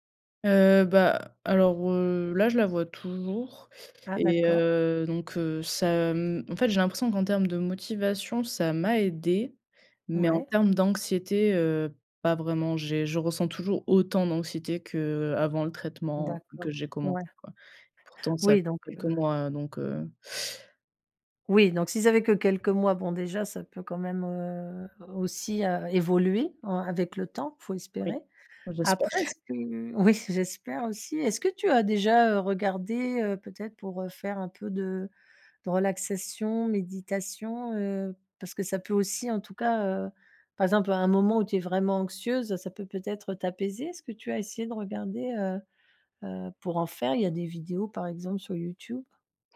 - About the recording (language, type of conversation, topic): French, advice, Comment puis-je apprendre à accepter l’anxiété ou la tristesse sans chercher à les fuir ?
- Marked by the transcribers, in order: unintelligible speech; laughing while speaking: "j'espère"; other background noise; put-on voice: "Youtube"